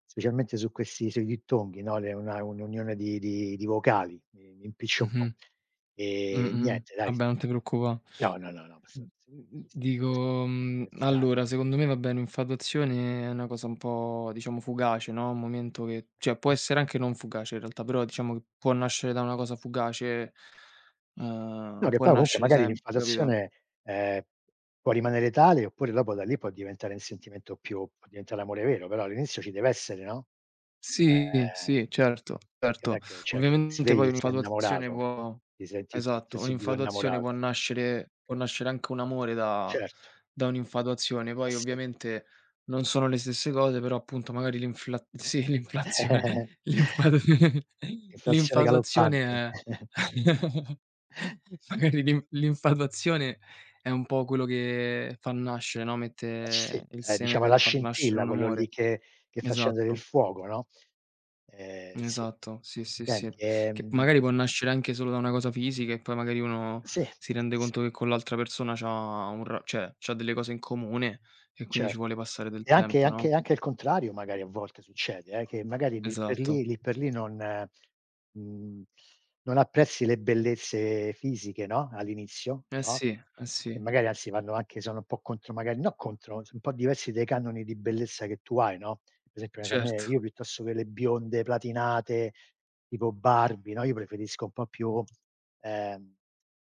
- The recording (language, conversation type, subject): Italian, unstructured, Come definiresti l’amore vero?
- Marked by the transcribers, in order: other noise; unintelligible speech; unintelligible speech; "scherzare" said as "cherzare"; "una" said as "na"; "cioè" said as "ceh"; "l'infatuazione" said as "infatazione"; "un" said as "n"; "cioè" said as "ceh"; chuckle; laughing while speaking: "sì l'inflazione, l'infatu"; chuckle; laughing while speaking: "magari l'inf l'infatuazione"; chuckle; "cioè" said as "ceh"; other background noise; laughing while speaking: "Certo"; tapping